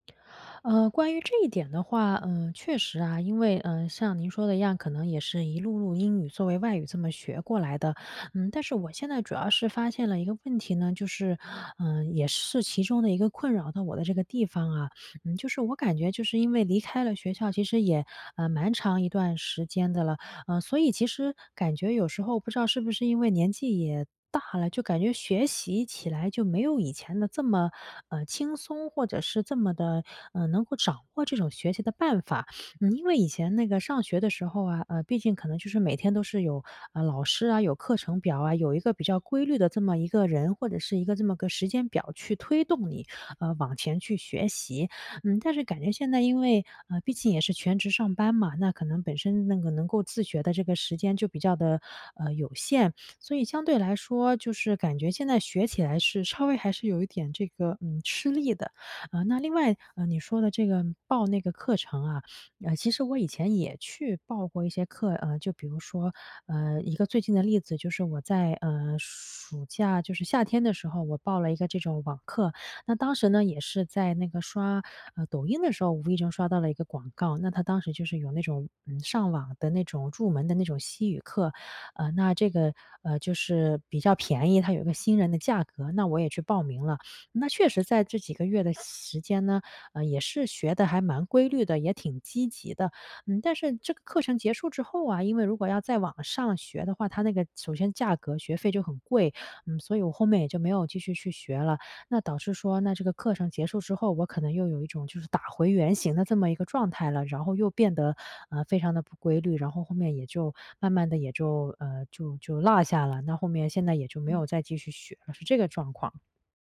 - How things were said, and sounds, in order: sniff; sniff; "入" said as "住"; other background noise
- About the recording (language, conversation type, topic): Chinese, advice, 当我感觉进步停滞时，怎样才能保持动力？